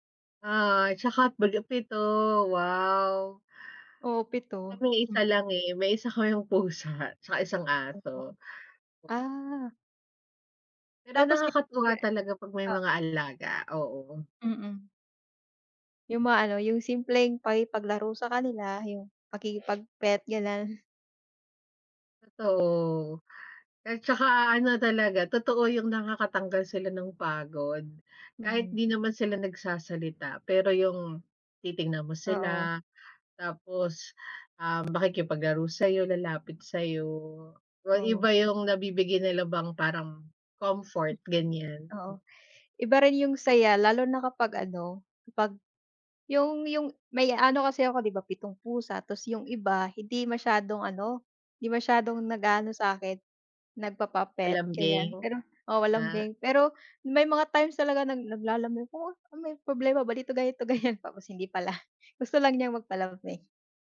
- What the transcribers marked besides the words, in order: other background noise
- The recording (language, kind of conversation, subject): Filipino, unstructured, Ano ang huling bagay na nagpangiti sa’yo ngayong linggo?